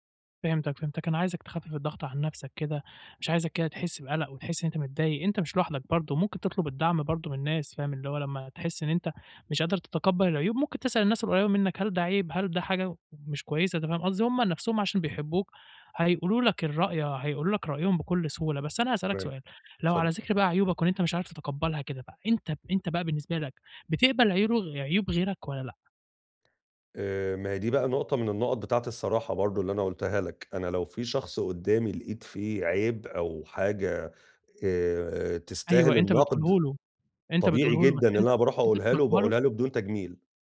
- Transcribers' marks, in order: none
- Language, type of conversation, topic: Arabic, advice, إزاي أتعلم أقبل عيوبي وأبني احترام وثقة في نفسي؟